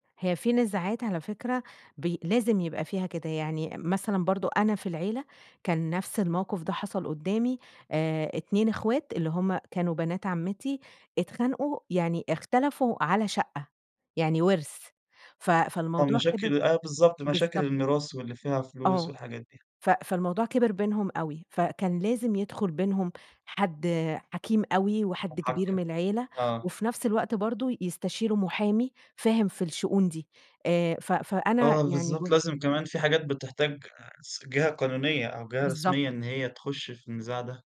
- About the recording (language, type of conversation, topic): Arabic, podcast, إنت شايف العيلة المفروض تتدخل في الصلح ولا تسيب الطرفين يحلوها بين بعض؟
- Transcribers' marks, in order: none